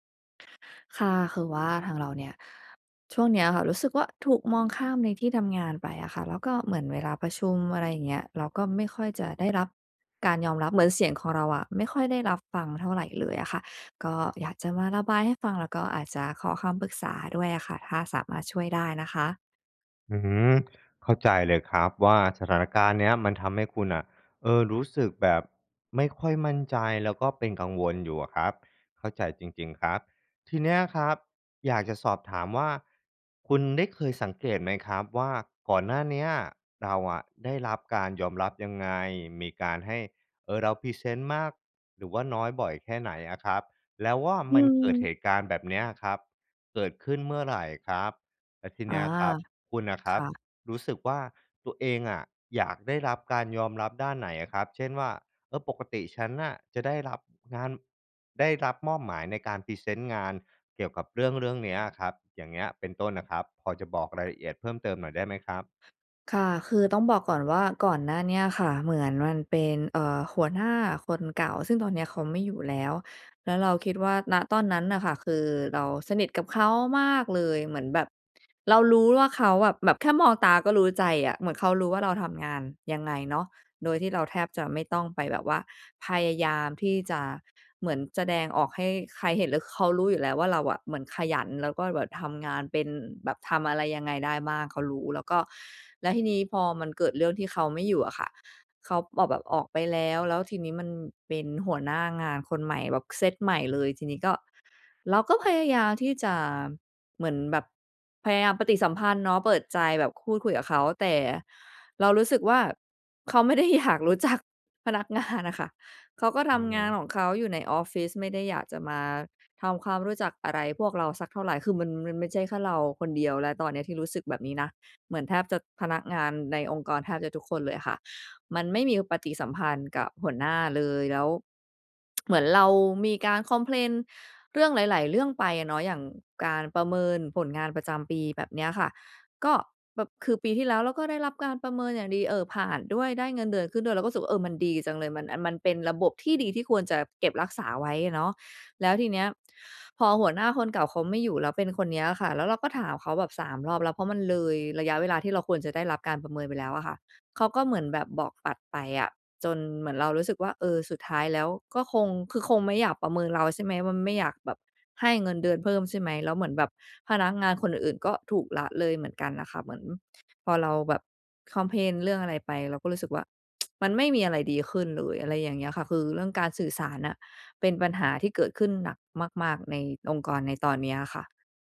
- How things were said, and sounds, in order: other background noise; tapping; laughing while speaking: "เขาไม่ได้อยากรู้จักพนักงานอะค่ะ"; tsk; tsk
- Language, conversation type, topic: Thai, advice, ฉันควรทำอย่างไรเมื่อรู้สึกว่าถูกมองข้ามและไม่ค่อยได้รับการยอมรับในที่ทำงานและในการประชุม?
- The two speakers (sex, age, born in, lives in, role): female, 35-39, Thailand, United States, user; male, 35-39, Thailand, Thailand, advisor